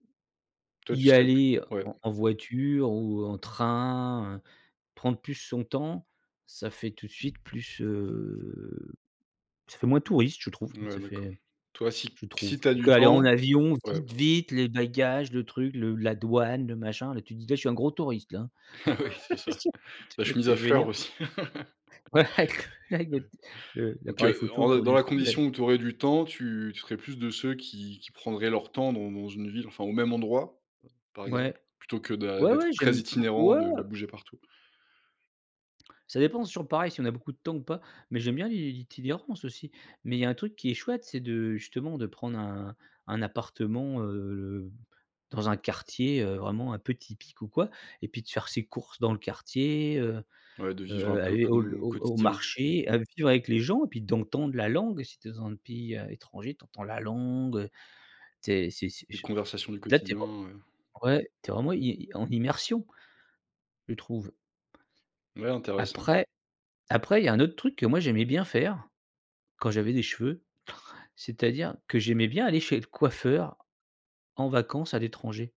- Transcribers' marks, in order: other background noise; laughing while speaking: "Ah oui, c'est ça"; laugh; laugh; unintelligible speech; tapping
- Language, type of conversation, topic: French, podcast, Comment profiter d’un lieu comme un habitant plutôt que comme un touriste ?